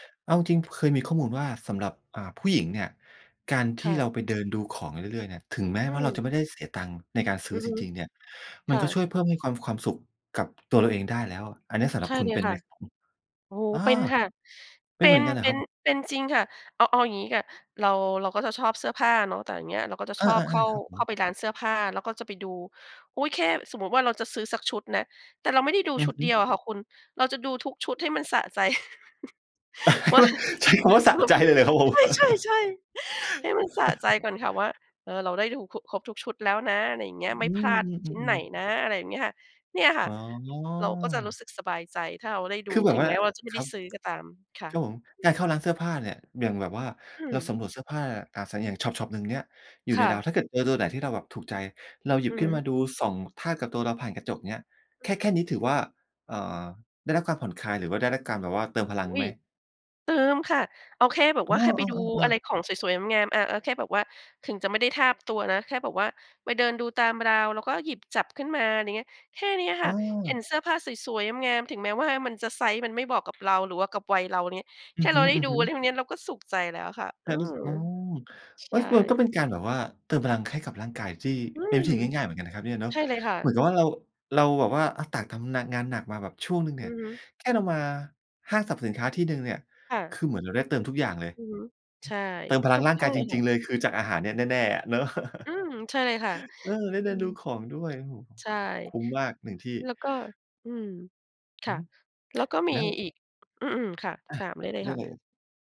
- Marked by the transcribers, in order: chuckle; laughing while speaking: "ใช้คำว่าสะใจเลยเหรอครับผม ?"; chuckle; laughing while speaking: "ว่าง เดี๋ยวมัน"; put-on voice: "ใช่ ๆ ๆ"; chuckle; drawn out: "อ๋อ"; other background noise; chuckle
- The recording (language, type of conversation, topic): Thai, podcast, เวลาเหนื่อยจากงาน คุณทำอะไรเพื่อฟื้นตัวบ้าง?